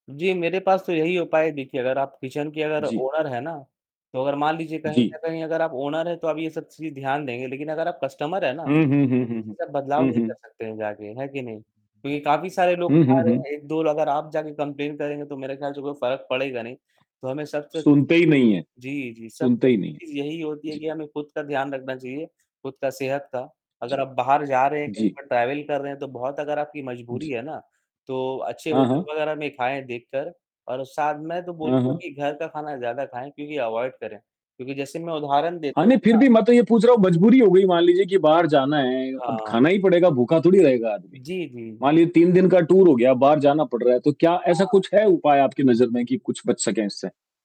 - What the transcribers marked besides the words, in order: static; in English: "किचन"; in English: "ओनर"; in English: "ओनर"; in English: "कस्टमर"; distorted speech; in English: "कम्प्लेंन"; other background noise; in English: "ट्रैवल"; in English: "अवॉइड"; in English: "टूर"
- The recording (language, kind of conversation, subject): Hindi, unstructured, बाहर का खाना खाने में आपको सबसे ज़्यादा किस बात का डर लगता है?